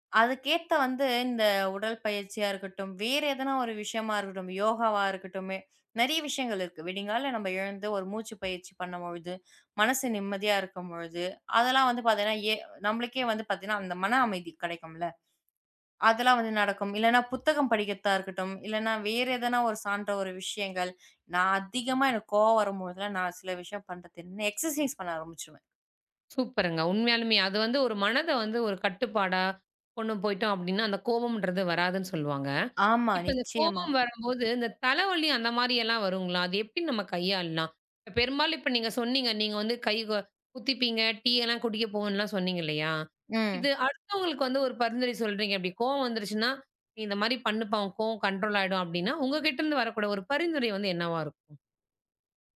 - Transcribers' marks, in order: in English: "எக்ஸசைஸ்"; in English: "கண்ட்ரோல்"
- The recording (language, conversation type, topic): Tamil, podcast, கோபம் வந்தால் அதை எப்படி கையாளுகிறீர்கள்?